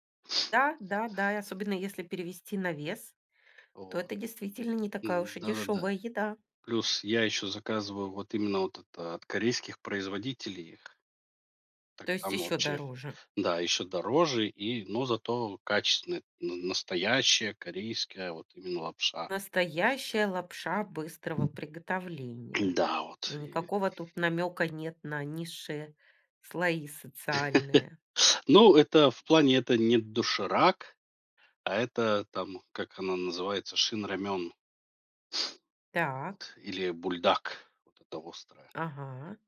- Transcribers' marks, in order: other background noise; throat clearing; laugh; tapping
- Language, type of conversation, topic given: Russian, podcast, Что для вас значит уютная еда?